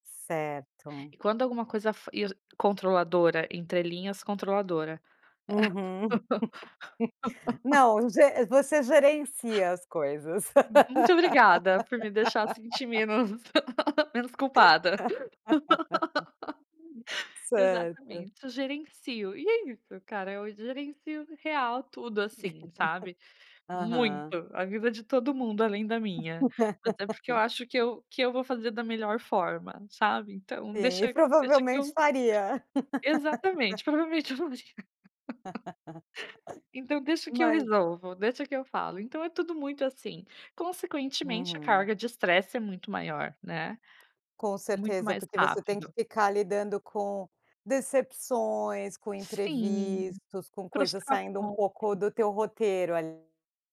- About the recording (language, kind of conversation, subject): Portuguese, podcast, O que você costuma fazer para aliviar o estresse rapidamente?
- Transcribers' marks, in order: laugh; laugh; laugh; laugh; laugh; laughing while speaking: "provavelmente eu não ia"; laugh; tapping